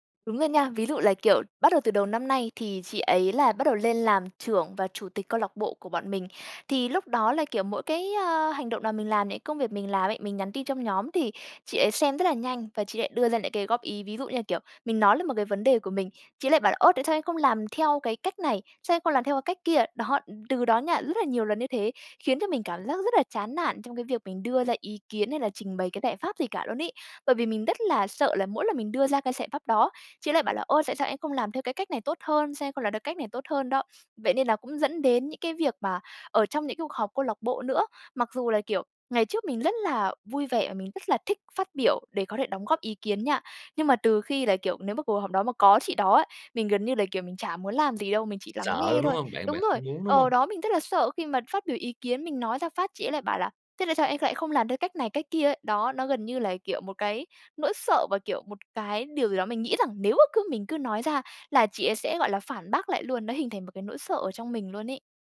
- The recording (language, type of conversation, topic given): Vietnamese, advice, Làm sao để vượt qua nỗi sợ phát biểu ý kiến trong cuộc họp dù tôi nắm rõ nội dung?
- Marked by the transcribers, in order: other background noise; tapping